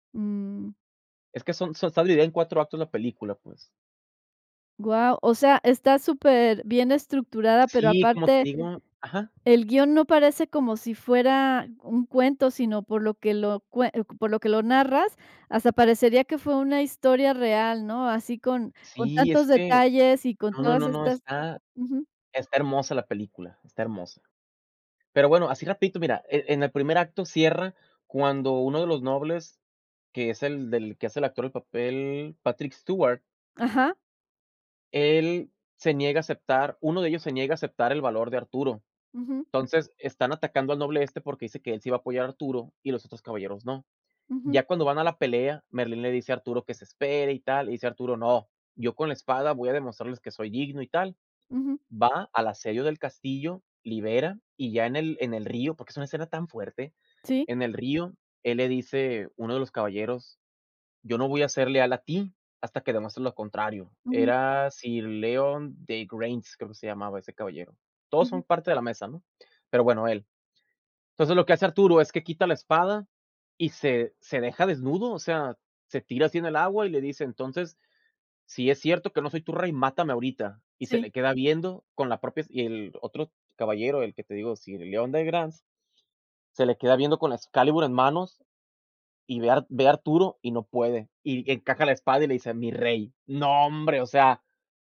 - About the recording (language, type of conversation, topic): Spanish, podcast, ¿Cuál es una película que te marcó y qué la hace especial?
- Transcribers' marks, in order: none